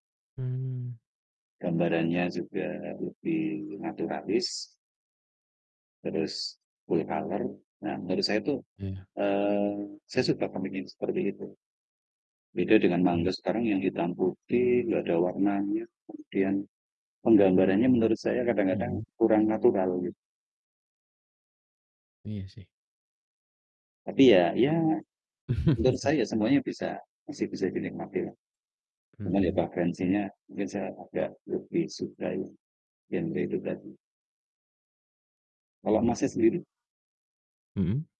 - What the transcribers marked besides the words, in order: in English: "full color"; other background noise; chuckle; distorted speech
- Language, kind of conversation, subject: Indonesian, unstructured, Mana yang lebih Anda sukai dan mengapa: membaca buku atau menonton film?